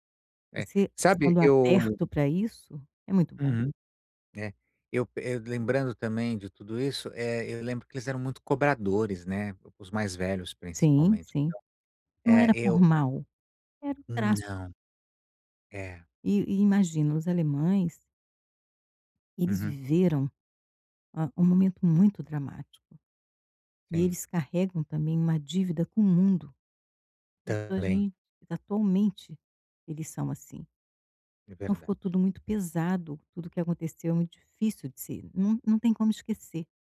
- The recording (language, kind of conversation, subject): Portuguese, advice, Como posso equilibrar minhas expectativas com a realidade ao definir metas importantes?
- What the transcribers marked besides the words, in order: tapping